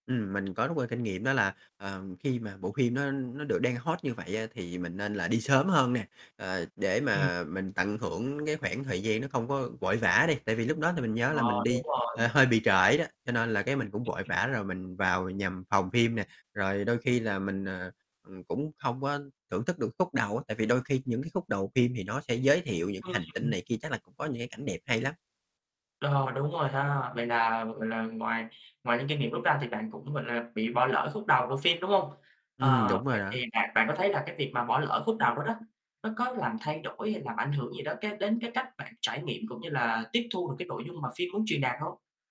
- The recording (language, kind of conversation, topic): Vietnamese, podcast, Bạn có thể kể về một trải nghiệm xem phim hoặc đi hòa nhạc đáng nhớ của bạn không?
- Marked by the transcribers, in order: tapping; other background noise; static; distorted speech; unintelligible speech; "việc" said as "tiệp"